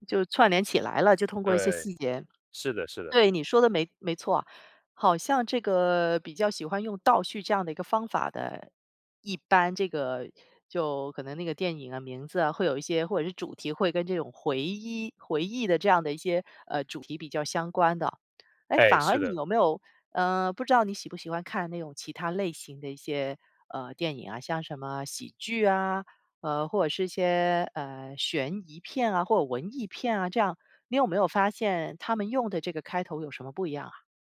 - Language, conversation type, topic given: Chinese, podcast, 什么样的电影开头最能一下子吸引你？
- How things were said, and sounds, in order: other background noise; other noise